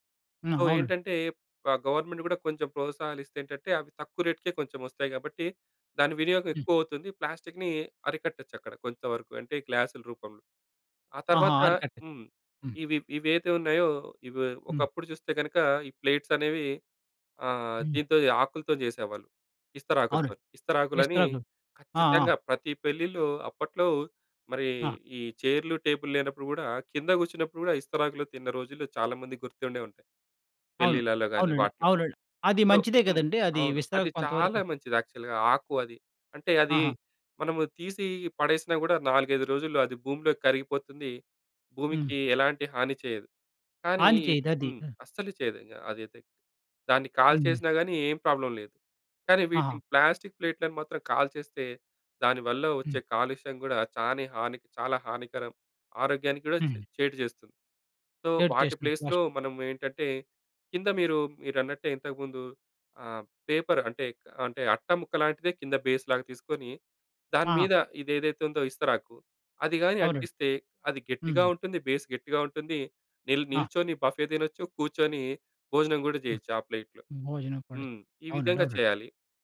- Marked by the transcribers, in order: in English: "సో"; in English: "గవర్నమెంట్"; in English: "టేబుల్"; in English: "సో"; in English: "యాక్చువల్‌గా"; in English: "ప్రాబ్లమ్"; in English: "సో"; in English: "ప్లేస్‌లో"; in English: "పేపర్"; in English: "బేస్"; in English: "బేస్"; in English: "బఫే"; in English: "ప్లేట్‌లో"
- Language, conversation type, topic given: Telugu, podcast, ప్లాస్టిక్ వాడకాన్ని తగ్గించడానికి మనం ఎలా మొదలుపెట్టాలి?